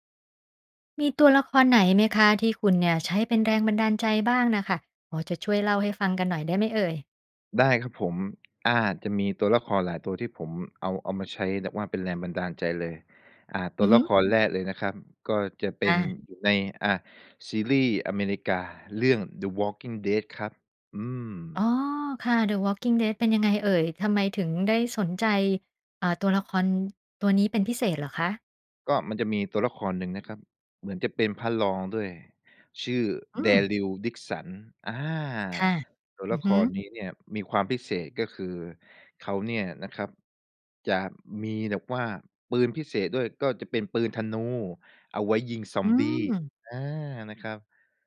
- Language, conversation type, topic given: Thai, podcast, มีตัวละครตัวไหนที่คุณใช้เป็นแรงบันดาลใจบ้าง เล่าให้ฟังได้ไหม?
- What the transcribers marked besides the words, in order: other background noise